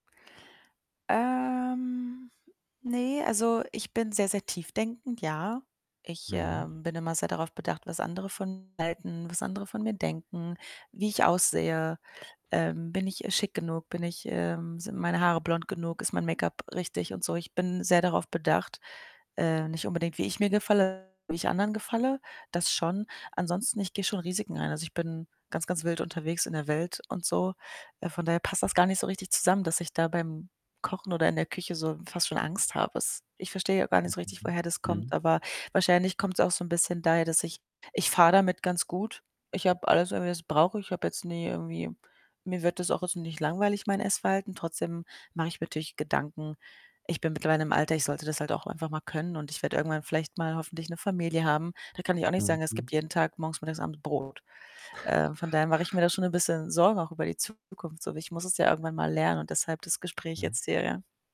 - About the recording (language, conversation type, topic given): German, advice, Wie kann ich mehr Selbstvertrauen beim Kochen entwickeln?
- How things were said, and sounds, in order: static; distorted speech; unintelligible speech; other background noise